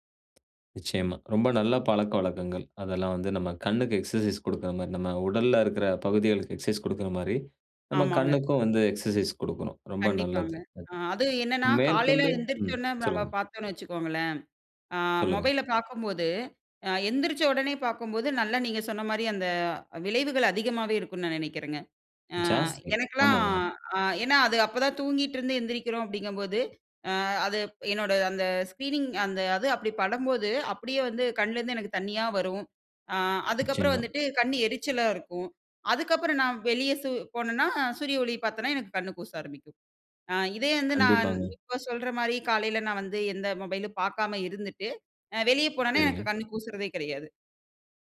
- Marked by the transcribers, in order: other noise; in English: "ஸ்க்ரீனிங்"
- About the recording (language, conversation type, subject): Tamil, podcast, எழுந்ததும் உடனே தொலைபேசியைப் பார்க்கிறீர்களா?